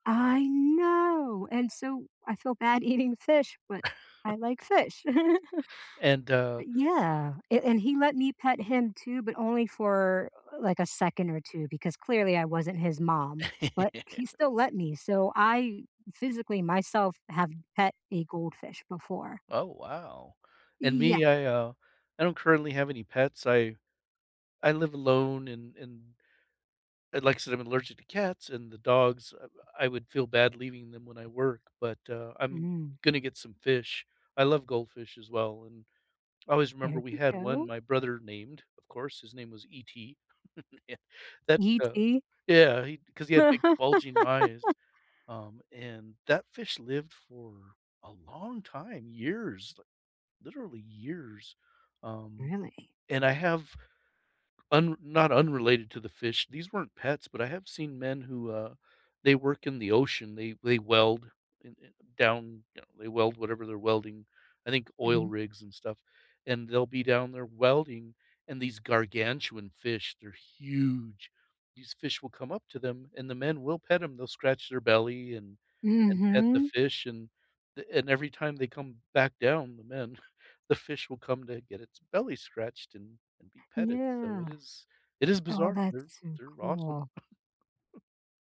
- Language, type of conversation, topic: English, unstructured, What pet habit always makes you smile?
- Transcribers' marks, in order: laughing while speaking: "eating"; chuckle; tapping; chuckle; laugh; chuckle; laugh; stressed: "huge"; chuckle; other background noise; chuckle